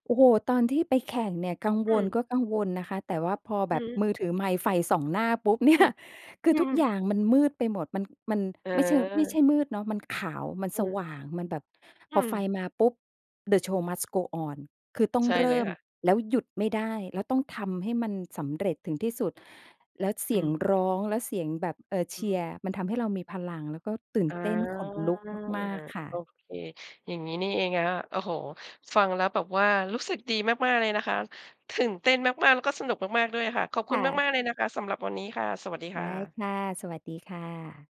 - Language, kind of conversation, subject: Thai, podcast, ใครมีอิทธิพลทางดนตรีมากที่สุดในชีวิตคุณ?
- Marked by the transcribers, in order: laughing while speaking: "เนี่ย"; in English: "the show must go on"; drawn out: "อา"